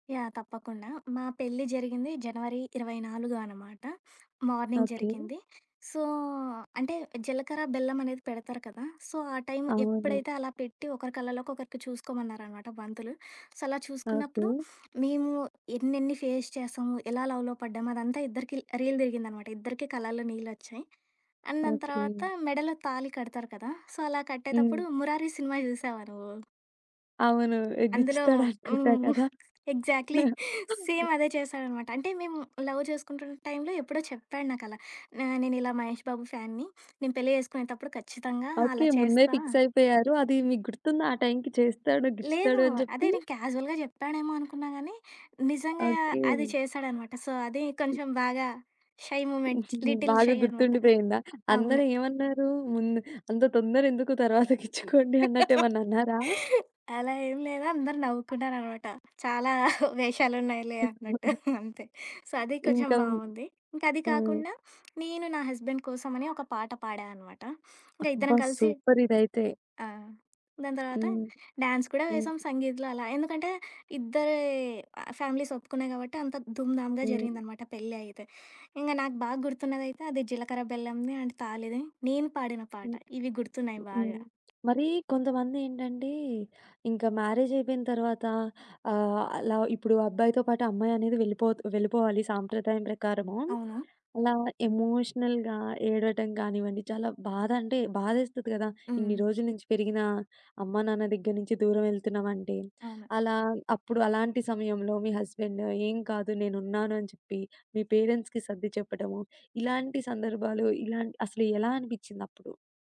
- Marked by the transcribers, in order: sniff; in English: "మార్నింగ్"; in English: "సో"; in English: "సో"; in English: "సో"; sniff; other background noise; in English: "ఫేస్"; in English: "లవ్‌లో"; in English: "రీల్"; in English: "అండ్"; in English: "సో"; tapping; giggle; in English: "ఎగ్జాక్ట్‌లి. సేమ్"; giggle; in English: "లవ్"; in English: "ఫ్యాన్‌ని"; in English: "క్యాజువల్‌గా"; in English: "సో"; in English: "షై మూమెంట్ లిటిల్ షై"; giggle; laugh; laughing while speaking: "చాలా వేషాలున్నయిలే అన్నట్టు అంతే"; giggle; in English: "సో"; in English: "హస్బెండ్"; in English: "సూపర్"; in English: "డ్యాన్స్"; in English: "సంగీత్‌లో"; in English: "ఫ్యామిలీస్"; in English: "అండ్"; in English: "ఎమోషనల్‌గా"; in English: "పేరెంట్స్‌కి"
- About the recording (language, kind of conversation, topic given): Telugu, podcast, మీ వివాహ దినాన్ని మీరు ఎలా గుర్తుంచుకున్నారు?